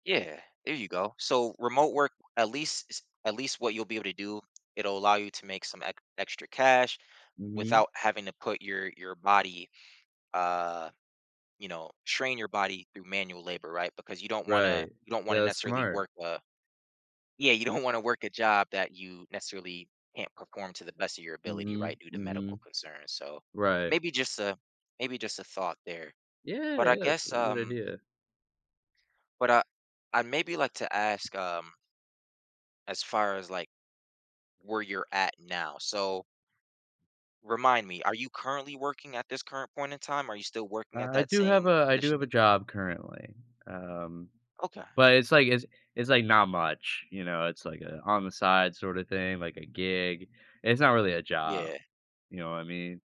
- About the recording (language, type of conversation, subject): English, advice, How can I cope with future uncertainty?
- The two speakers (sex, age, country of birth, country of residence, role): male, 25-29, United States, United States, user; male, 30-34, United States, United States, advisor
- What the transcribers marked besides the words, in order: tapping; laughing while speaking: "don't wanna"